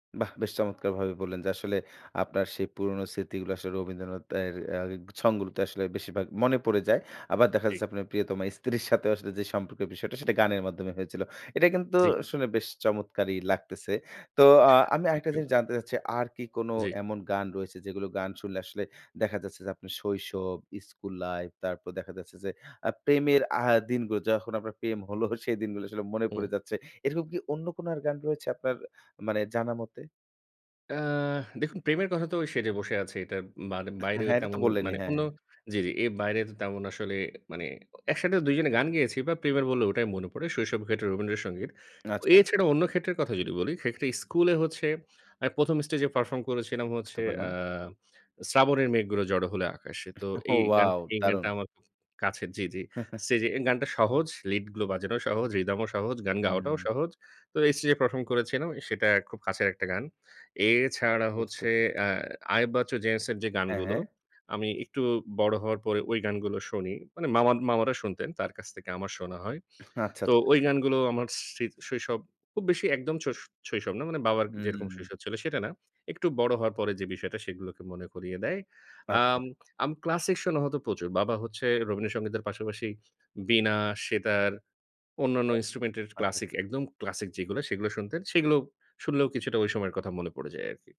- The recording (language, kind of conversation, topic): Bengali, podcast, কোন গান শুনলে তোমার পুরোনো স্মৃতি ফিরে আসে, আর তখন তোমার কেমন লাগে?
- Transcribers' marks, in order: "সং" said as "ছং"; chuckle; other background noise; laughing while speaking: "হল"; tapping; chuckle; chuckle; in English: "rhythm"; chuckle